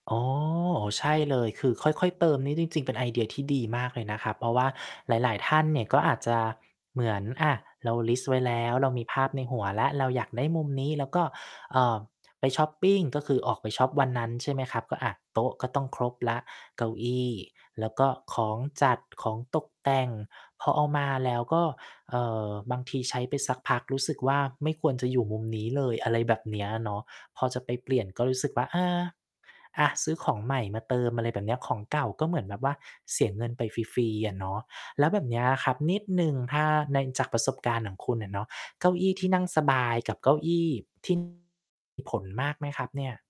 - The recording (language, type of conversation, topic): Thai, podcast, เวลาอยู่บ้าน คุณชอบมุมไหนในบ้านที่สุด และเพราะอะไร?
- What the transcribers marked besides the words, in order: distorted speech